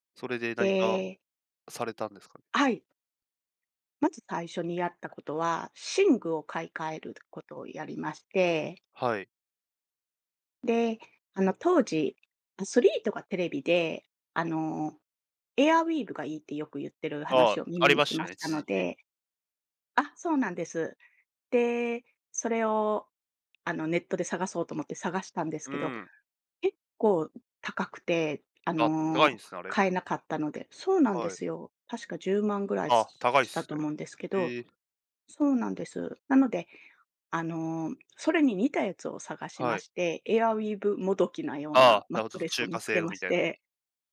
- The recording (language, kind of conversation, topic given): Japanese, podcast, 睡眠の質を上げるために普段どんなことをしていますか？
- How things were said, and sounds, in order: none